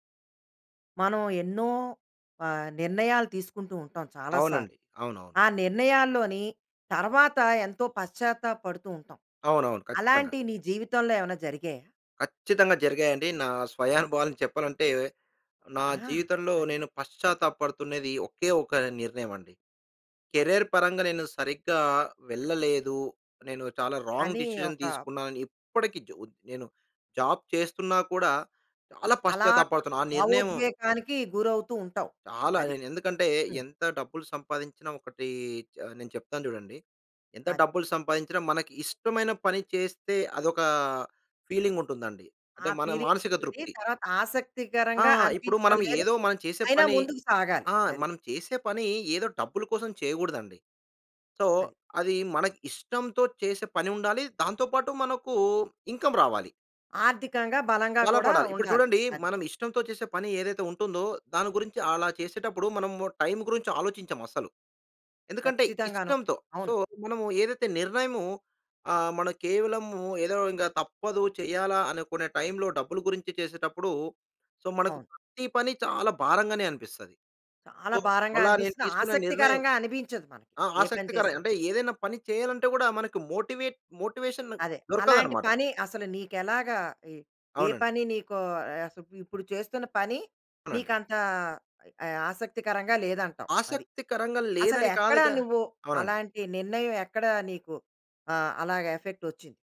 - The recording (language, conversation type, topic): Telugu, podcast, నీ జీవితంలో నువ్వు ఎక్కువగా పశ్చాత్తాపపడే నిర్ణయం ఏది?
- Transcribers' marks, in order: in English: "కెరియర్"; in English: "రాంగ్ డిసిషన్"; in English: "ఫీలింగ్"; in English: "ఫీలింగ్"; in English: "సో"; in English: "ఇన్‌కమ్"; in English: "సో"; in English: "సో"; in English: "సో"; in English: "మోటివేట్ మోటివేషన్"; in English: "ఎఫెక్ట్"